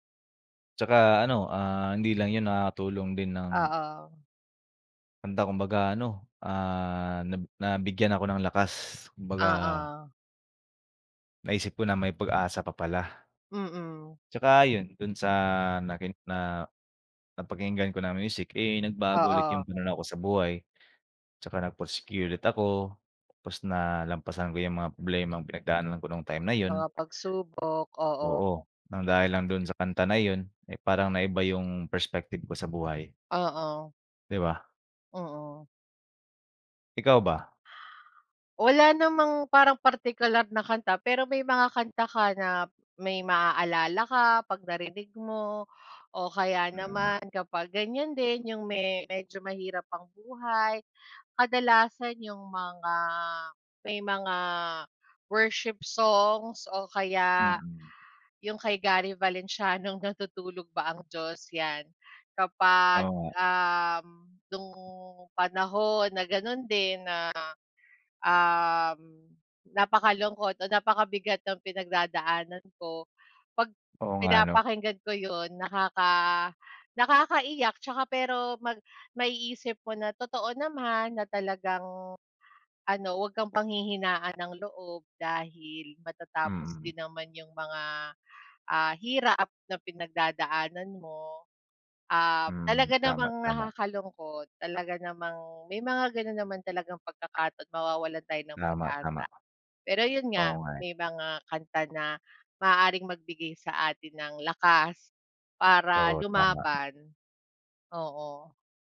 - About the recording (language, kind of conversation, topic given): Filipino, unstructured, Paano nakaaapekto ang musika sa iyong araw-araw na buhay?
- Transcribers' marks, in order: tapping; fan; other background noise; in English: "perspective"